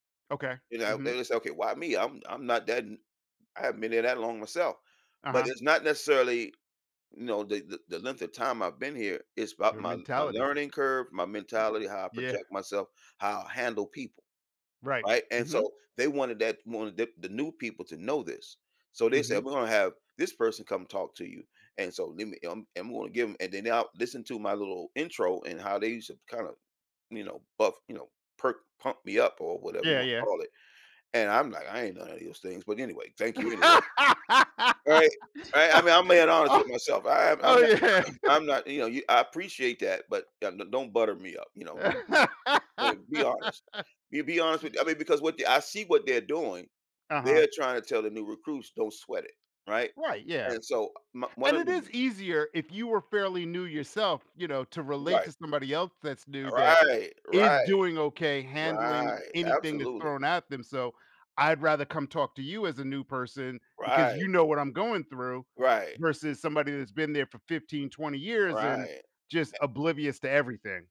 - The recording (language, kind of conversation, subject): English, podcast, What helps someone succeed and feel comfortable when starting a new job?
- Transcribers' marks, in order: laugh; laughing while speaking: "Oh oh oh, yeah"; throat clearing; laugh